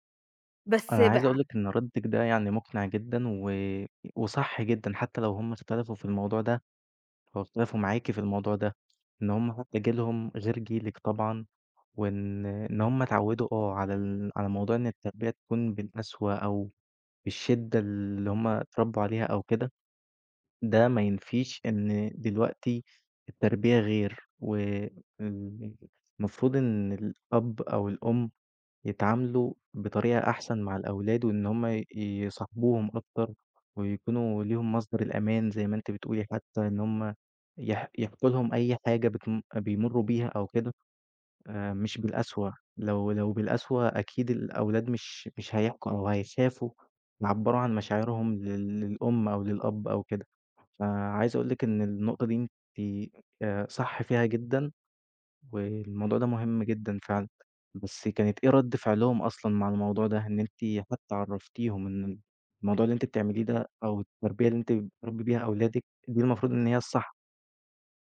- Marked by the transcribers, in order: tapping
- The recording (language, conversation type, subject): Arabic, advice, إزاي أتعامل مع إحساسي إني مجبور أرضي الناس وبتهرّب من المواجهة؟